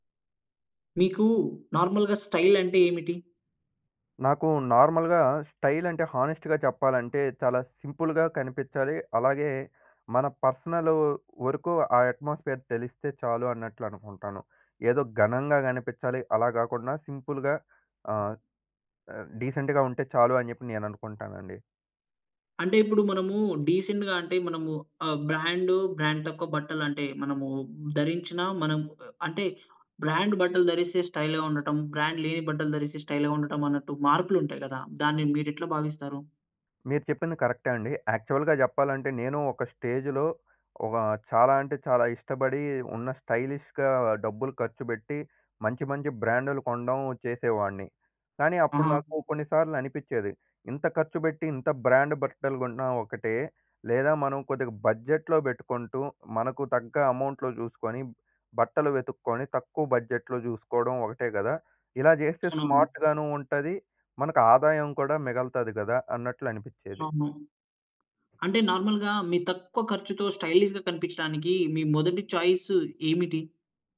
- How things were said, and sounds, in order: in English: "నార్మల్‌గా స్టైల్"; in English: "నార్మల్‌గా స్టైల్"; in English: "హానెస్ట్‌గా"; in English: "సింపుల్‌గా"; in English: "అట్మాస్ఫియర్"; in English: "సింపుల్‌గా"; in English: "డీసెంట్‌గా"; in English: "డీసెంట్‌గా"; in English: "బ్రాండ్"; in English: "స్టైల్‌గా"; in English: "బ్రాండ్"; in English: "స్టైల్‌గా"; in English: "యాక్చువల్‌గా"; in English: "స్టేజ్‌లో"; in English: "స్టైలిష్‌గా"; in English: "బ్రాండ్"; in English: "బడ్జెట్‌లో"; in English: "అమౌంట్‌లో"; in English: "బడ్జెట్‌లో"; in English: "స్మార్ట్‌గాను"; in English: "నార్మల్‌గా"; in English: "స్టైలీష్‌గా"
- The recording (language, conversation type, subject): Telugu, podcast, తక్కువ బడ్జెట్‌లో కూడా స్టైలుగా ఎలా కనిపించాలి?